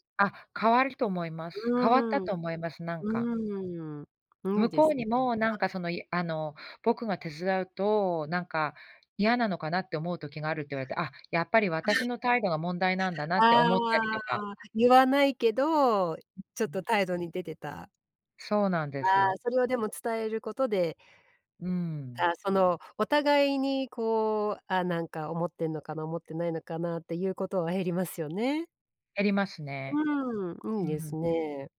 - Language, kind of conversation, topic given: Japanese, podcast, 家事の分担はどう決めるのがいい？
- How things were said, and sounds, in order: unintelligible speech; unintelligible speech